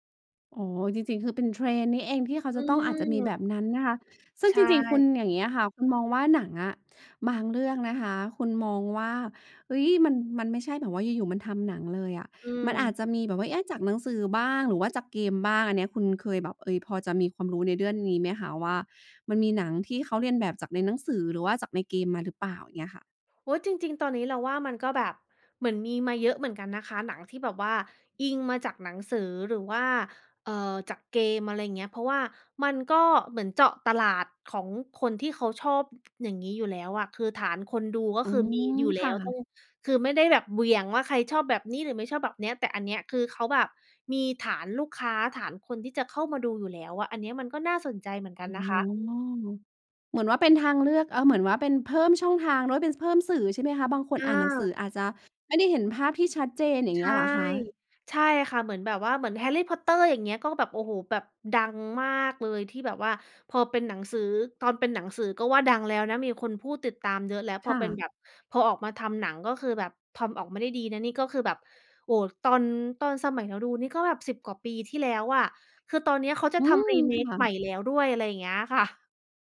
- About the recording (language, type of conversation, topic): Thai, podcast, อะไรที่ทำให้หนังเรื่องหนึ่งโดนใจคุณได้ขนาดนั้น?
- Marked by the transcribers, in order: other background noise; "เรื่อง" said as "เดื๊อน"; other noise; in English: "remake"